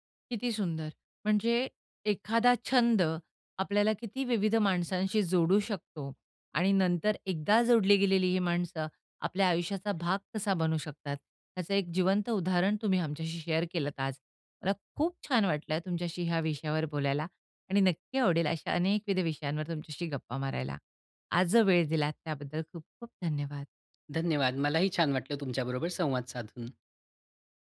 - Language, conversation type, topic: Marathi, podcast, छंदांमुळे तुम्हाला नवीन ओळखी आणि मित्र कसे झाले?
- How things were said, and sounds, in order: in English: "शेअर"; tapping